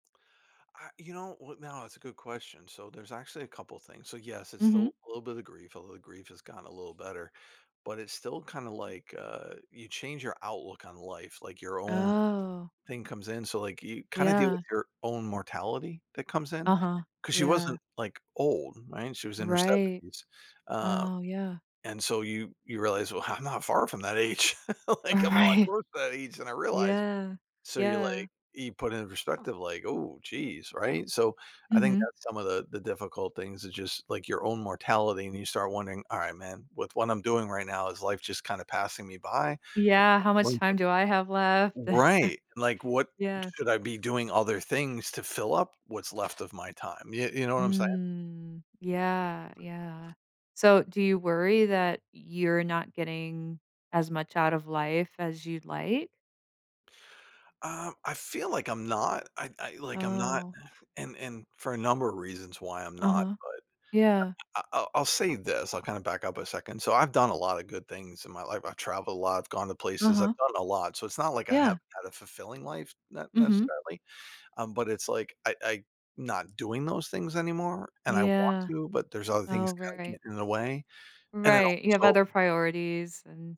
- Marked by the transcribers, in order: other background noise; tapping; laughing while speaking: "Right"; laugh; laughing while speaking: "Like"; chuckle; drawn out: "Mm"; scoff
- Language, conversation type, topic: English, advice, How can I cope with grief after losing someone?
- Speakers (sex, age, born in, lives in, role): female, 40-44, United States, United States, advisor; male, 50-54, United States, United States, user